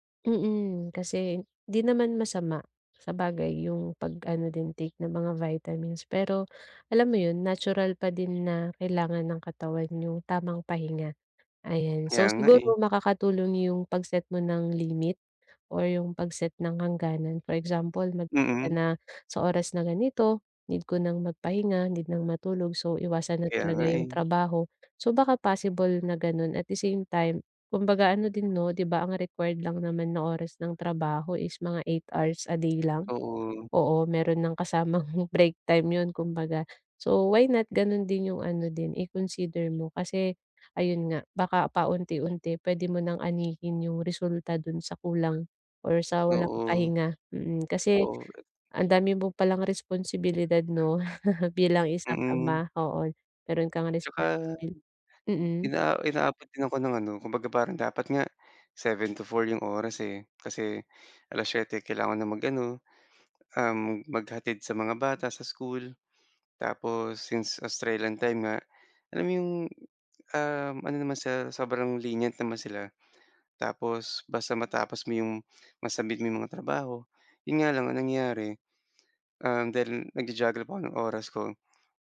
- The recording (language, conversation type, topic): Filipino, advice, Kailangan ko bang magpahinga muna o humingi ng tulong sa propesyonal?
- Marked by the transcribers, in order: bird; other background noise; tapping; chuckle; chuckle; lip smack; in English: "lenient"